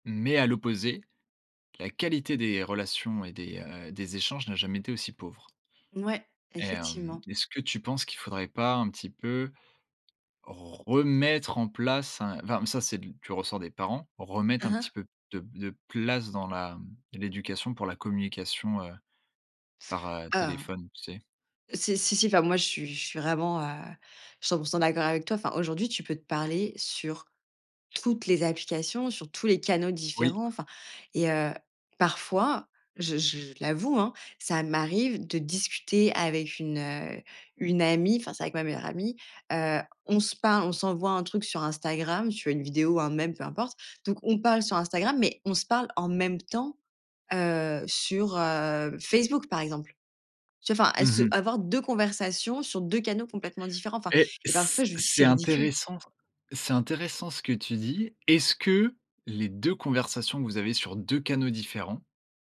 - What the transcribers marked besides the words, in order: none
- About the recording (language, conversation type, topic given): French, podcast, Tu préfères écrire, appeler ou faire une visioconférence pour communiquer ?